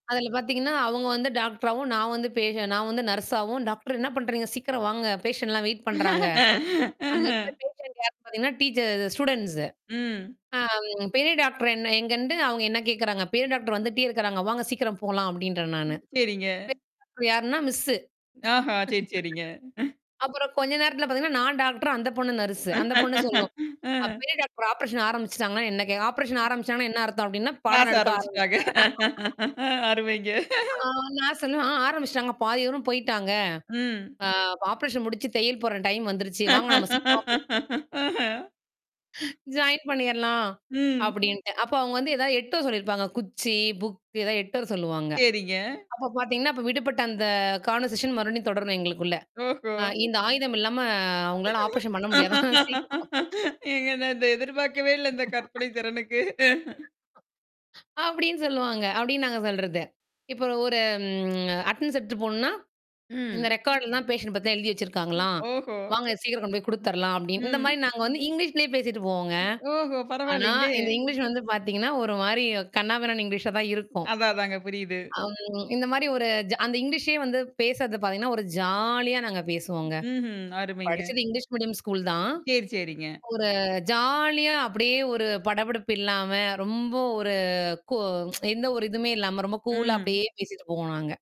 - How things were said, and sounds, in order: tapping; laughing while speaking: "அஹ"; in English: "வெயிட்"; distorted speech; in English: "ஸ்டூடண்ட்ஸ்"; drawn out: "ஆ"; laugh; chuckle; laugh; in English: "ஆப்பரேஷன்"; other noise; laughing while speaking: "அருமைங்க"; laugh; drawn out: "ஆ"; laughing while speaking: "அஹ"; unintelligible speech; chuckle; in English: "ஜாயின்"; drawn out: "சரிங்க"; in English: "கான்வர்சேஷன்"; laughing while speaking: "ஓஹோ!"; drawn out: "இல்லாம"; laughing while speaking: "ஏங்க இந்த நான் எதிர்பார்க்கவே இல்ல, இந்த கற்பனை திறனுக்கு"; in English: "ஆப்ரேஷன்"; laughing while speaking: "முடியாதாம் சீக்கிரம்"; laugh; drawn out: "ம்"; in English: "அட்டனன்ஸ்"; in English: "ரெக்கார்ட்லாம் பேஷன்ட்"; other background noise; drawn out: "ஜாலியா"; tsk; in English: "கூலா"
- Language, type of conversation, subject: Tamil, podcast, சின்ன பழக்கம் பெரிய மாற்றத்தை உருவாக்குமா